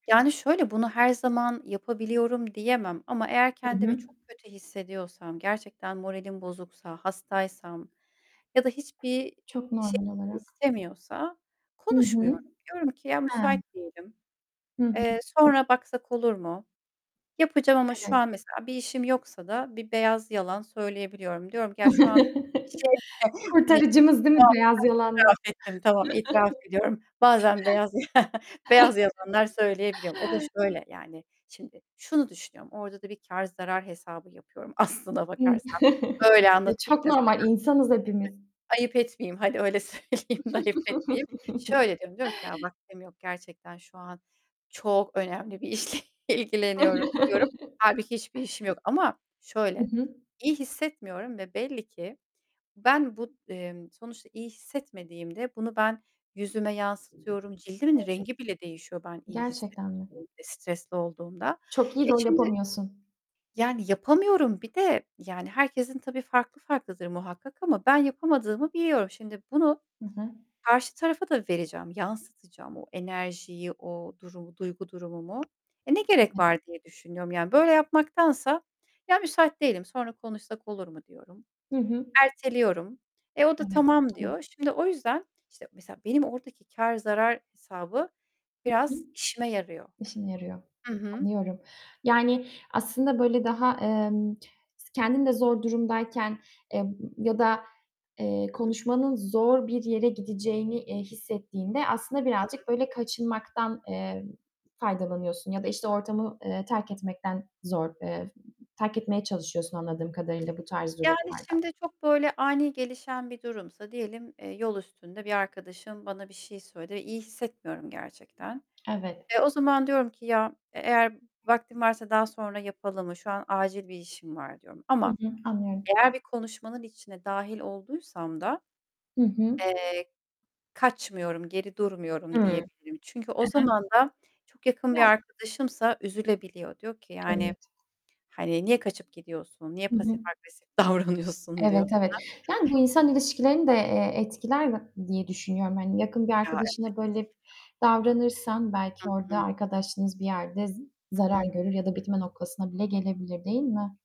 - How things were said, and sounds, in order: other background noise; static; tapping; distorted speech; chuckle; unintelligible speech; chuckle; chuckle; chuckle; laughing while speaking: "söyleyeyim"; chuckle; laughing while speaking: "işle ilgileniyorum"; chuckle; unintelligible speech; unintelligible speech; unintelligible speech; unintelligible speech; unintelligible speech; unintelligible speech
- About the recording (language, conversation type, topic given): Turkish, podcast, İyi bir dinleyici olmak için neler yaparsın?